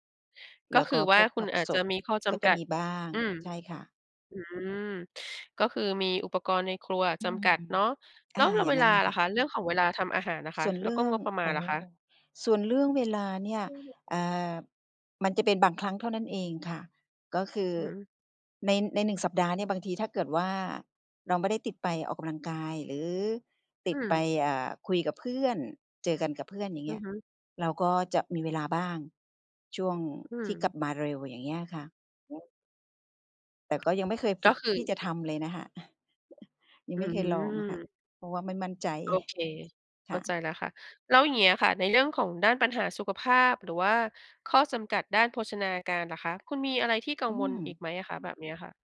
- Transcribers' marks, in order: other background noise; tapping; unintelligible speech; chuckle
- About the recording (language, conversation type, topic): Thai, advice, ไม่ถนัดทำอาหารเลยต้องพึ่งอาหารสำเร็จรูปบ่อยๆ จะเลือกกินอย่างไรให้ได้โภชนาการที่เหมาะสม?